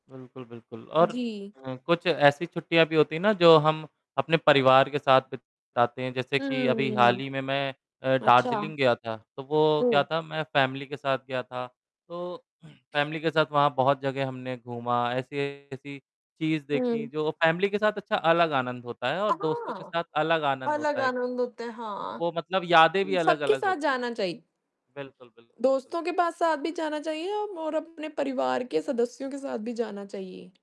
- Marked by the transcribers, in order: static; other background noise; in English: "फैमिली"; throat clearing; in English: "फैमिली"; distorted speech; in English: "फैमिली"
- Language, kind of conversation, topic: Hindi, unstructured, आपकी सबसे अच्छी छुट्टियों की याद क्या है?